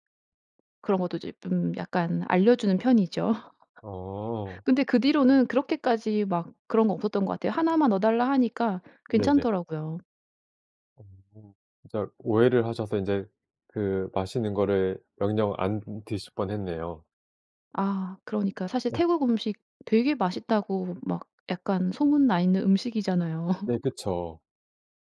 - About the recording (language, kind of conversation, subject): Korean, podcast, 음식 때문에 생긴 웃긴 에피소드가 있나요?
- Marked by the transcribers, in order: tapping; laugh; laugh